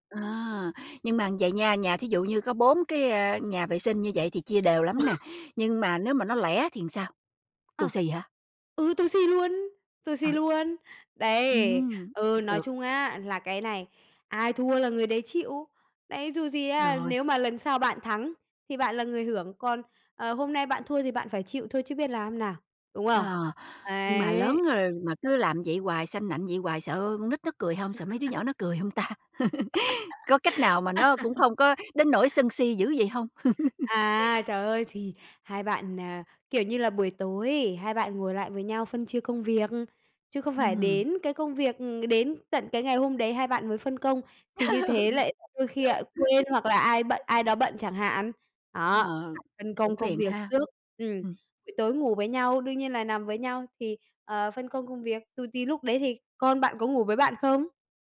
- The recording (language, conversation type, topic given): Vietnamese, advice, Bạn nên làm gì khi thường xuyên cãi vã với vợ/chồng về việc chia sẻ trách nhiệm trong gia đình?
- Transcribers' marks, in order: cough; tapping; laugh; chuckle; laugh; laughing while speaking: "Ừ"; laugh; other background noise